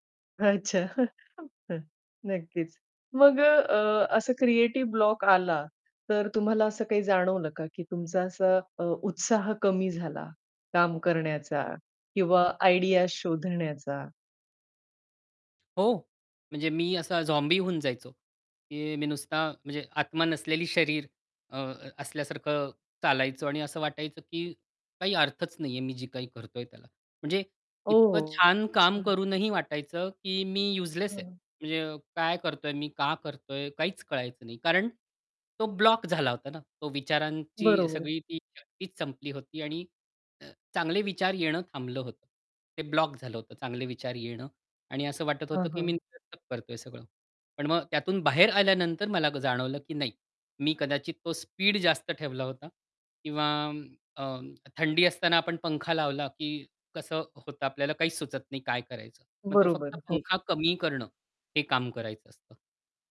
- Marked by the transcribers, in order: chuckle; other noise; other background noise; in English: "आयडियाज"; distorted speech; in English: "यूजलेस"; static; unintelligible speech
- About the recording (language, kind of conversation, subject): Marathi, podcast, सर्जनशीलतेचा अडथळा आला की तुम्ही काय करता?